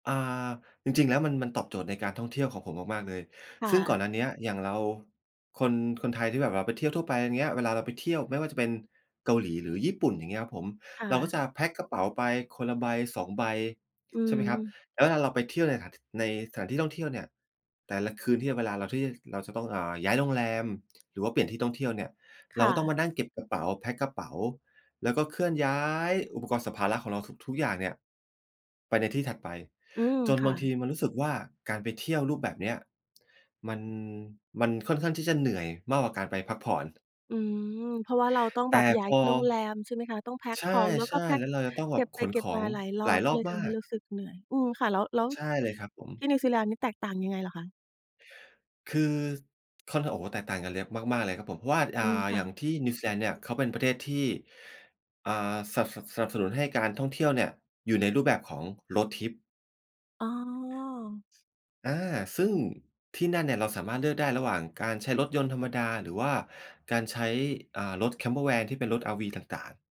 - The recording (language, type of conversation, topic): Thai, podcast, เล่าเรื่องทริปที่ประทับใจที่สุดให้ฟังหน่อยได้ไหม?
- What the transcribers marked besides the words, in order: in English: "road trip"; in English: "Campervan"; in English: "RV"